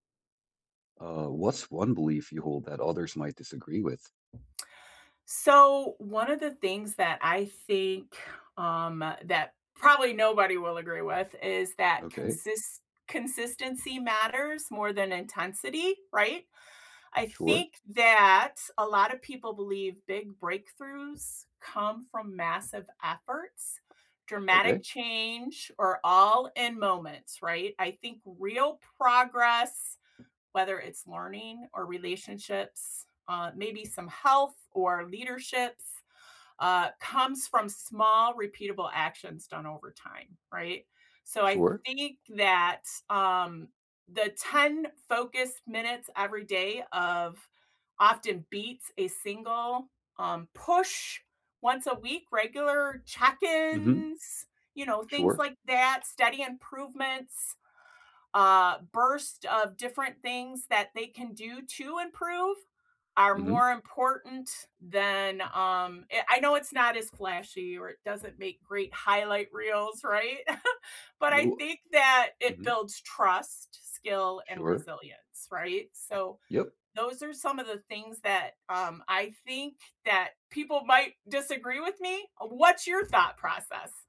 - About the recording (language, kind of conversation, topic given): English, unstructured, What is one belief you hold that others might disagree with?
- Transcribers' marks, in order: tapping; stressed: "push"; chuckle